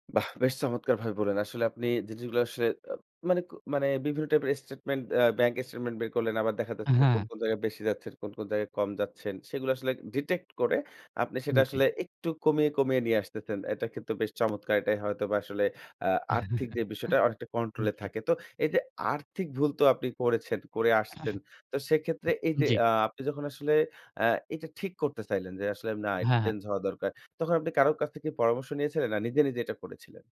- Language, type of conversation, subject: Bengali, podcast, আর্থিক ভুল থেকে আপনি কী কী কৌশল শিখেছেন?
- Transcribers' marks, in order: horn; other background noise; chuckle; tapping; throat clearing